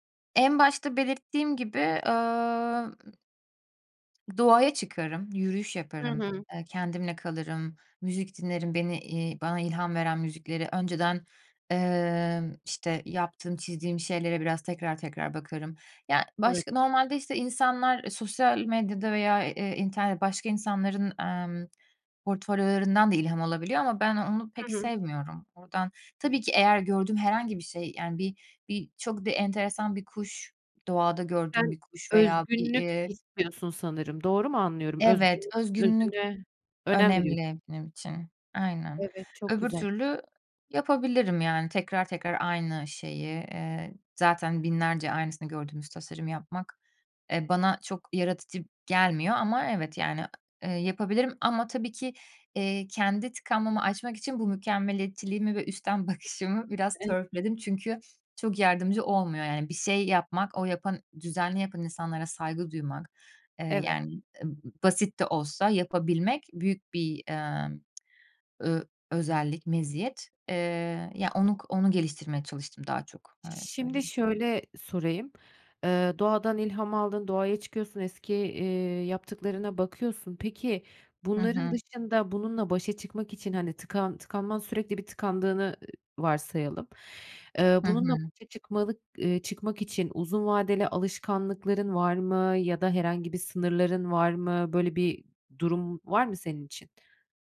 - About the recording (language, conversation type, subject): Turkish, podcast, Tıkandığında ne yaparsın?
- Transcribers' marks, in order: other background noise; laughing while speaking: "bakışımı"